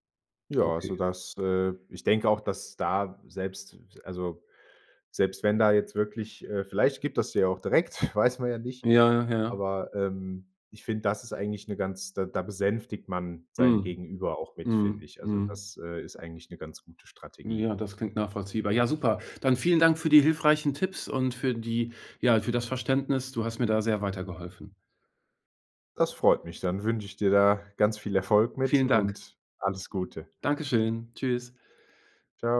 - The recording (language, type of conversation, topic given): German, advice, Wie kann ich mit meinem Chef ein schwieriges Gespräch über mehr Verantwortung oder ein höheres Gehalt führen?
- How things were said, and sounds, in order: chuckle